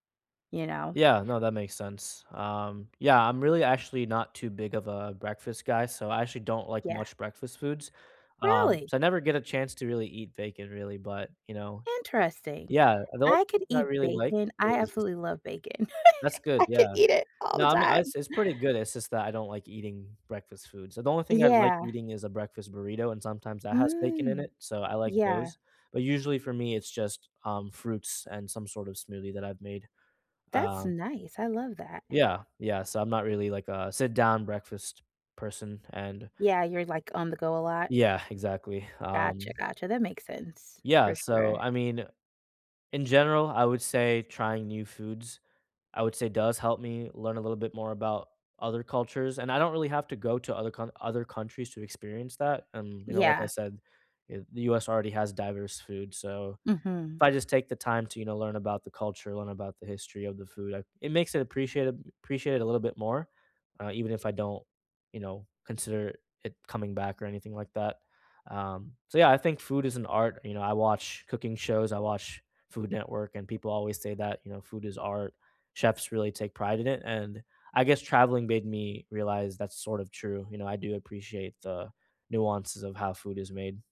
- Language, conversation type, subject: English, unstructured, What role does food play in your travel experiences?
- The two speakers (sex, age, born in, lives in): female, 40-44, United States, United States; male, 25-29, India, United States
- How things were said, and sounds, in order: chuckle; laughing while speaking: "I could eat it all the time"; drawn out: "Mm"